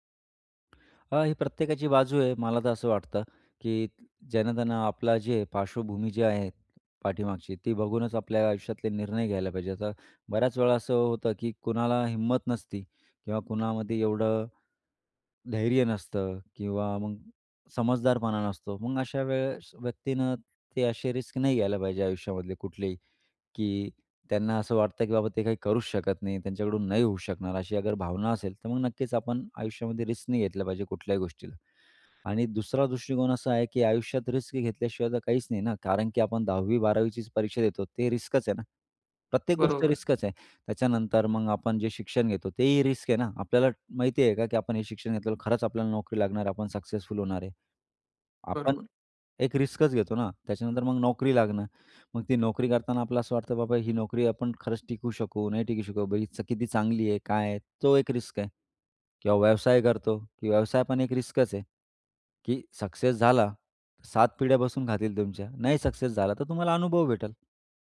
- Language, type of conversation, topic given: Marathi, podcast, तुझ्या आयुष्यातला एक मोठा वळण कोणता होता?
- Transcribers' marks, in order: tapping; in English: "रिस्क"; in English: "रिस्क"; in English: "रिस्क"; in English: "रिस्कच"; in English: "रिस्कच"; in English: "रिस्क"; in English: "रिस्कच"; in English: "रिस्क"; in English: "रिस्कच"; "भेटेल" said as "भेटल"